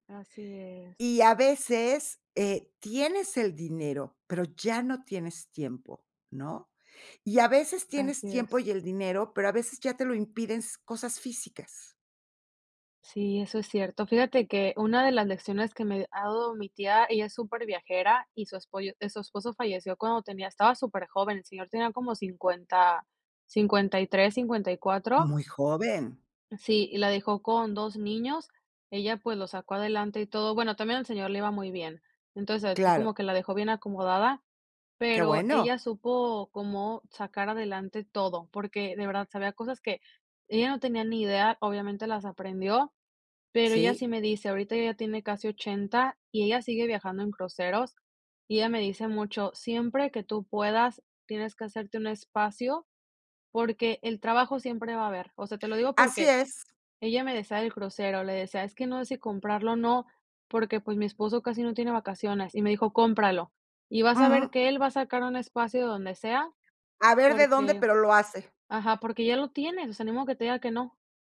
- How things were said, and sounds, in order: "esposo" said as "espoyo"
- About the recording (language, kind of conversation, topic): Spanish, podcast, ¿Qué lugar natural te gustaría visitar antes de morir?